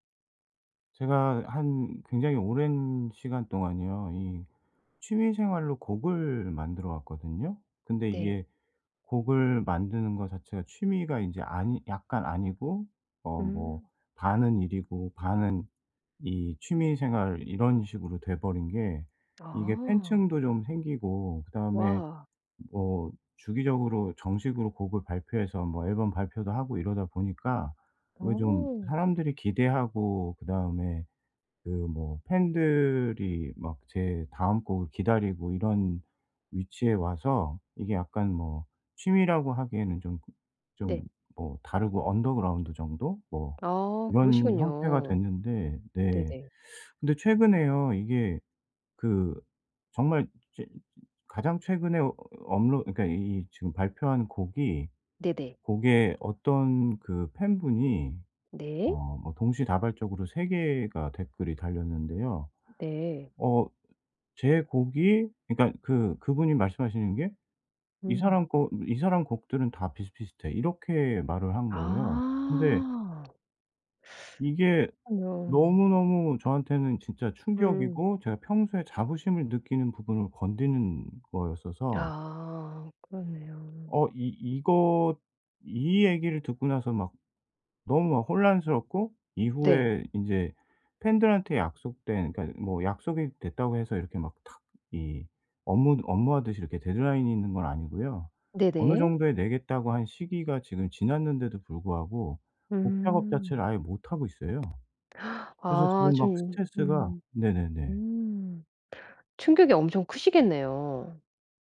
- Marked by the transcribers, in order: other background noise; in English: "언더그라운드"; teeth sucking; tapping; in English: "데드라인이"; gasp
- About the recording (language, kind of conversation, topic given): Korean, advice, 타인의 반응에 대한 걱정을 줄이고 자신감을 어떻게 회복할 수 있을까요?